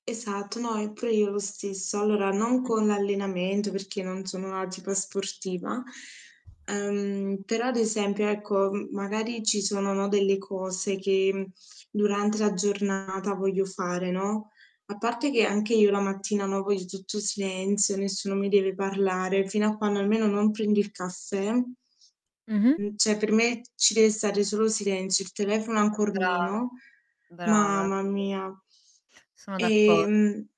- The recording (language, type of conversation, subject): Italian, unstructured, Come gestisci il tempo per lo studio o per il lavoro?
- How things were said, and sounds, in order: distorted speech; tapping; "cioè" said as "ceh"